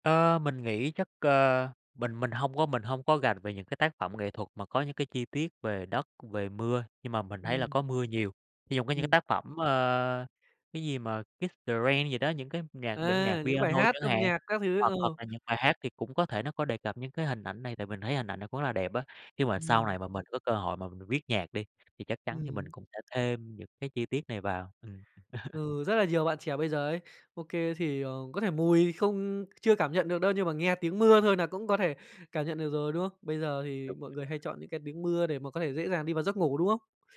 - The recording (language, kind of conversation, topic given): Vietnamese, podcast, Bạn có ấn tượng gì về mùi đất sau cơn mưa không?
- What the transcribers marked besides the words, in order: other background noise; tapping; chuckle